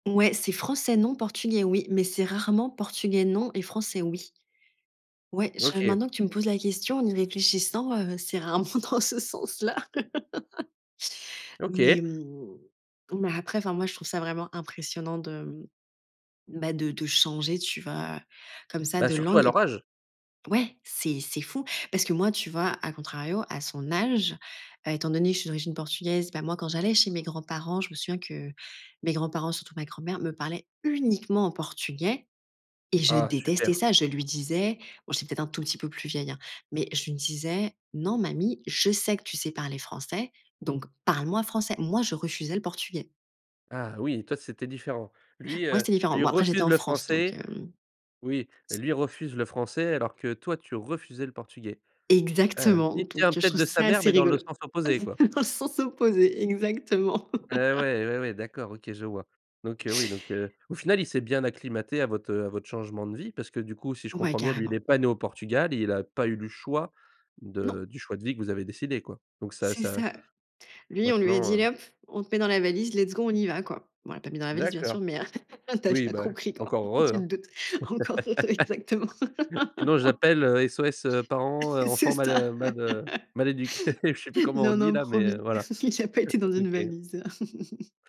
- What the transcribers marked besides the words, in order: laughing while speaking: "rarement dans ce sens-là"; laugh; stressed: "uniquement"; chuckle; laughing while speaking: "Dans le sens opposé, exactement"; laugh; in English: "let's go"; chuckle; laughing while speaking: "tu as déjà compris, quoi"; laugh; chuckle; laughing while speaking: "Encore, exactement"; laugh; laughing while speaking: "C'est ça"; laugh; laughing while speaking: "éduqués"; laugh; chuckle; laugh
- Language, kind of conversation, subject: French, podcast, Quelle langue parles-tu à la maison, et pourquoi ?